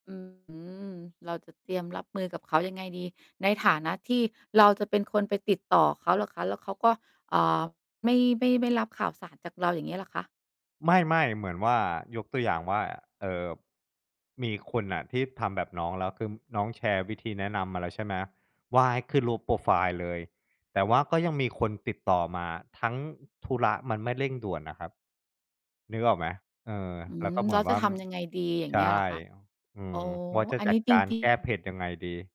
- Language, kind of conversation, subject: Thai, podcast, คุณมีวิธีพักผ่อนอย่างไรให้ได้ผล?
- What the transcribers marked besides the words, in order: distorted speech; "คือ" said as "คืม"; tapping; other background noise